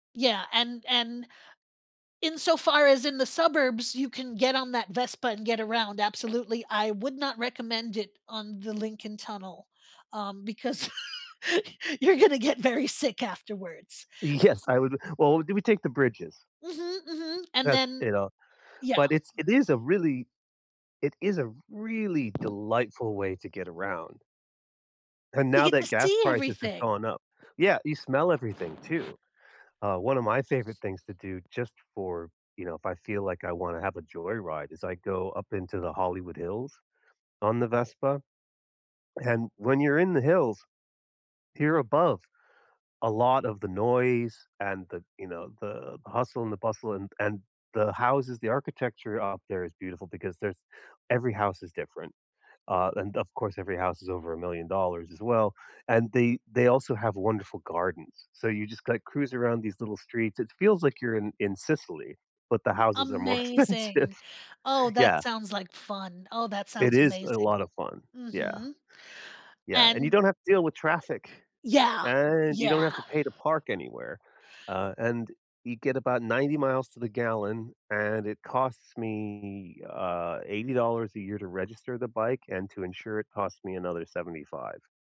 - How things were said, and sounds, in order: laughing while speaking: "because"; laugh; other background noise; stressed: "really"; tapping; laughing while speaking: "more expensive"
- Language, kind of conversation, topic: English, unstructured, What is your favorite eco-friendly way to get around, and who do you like to do it with?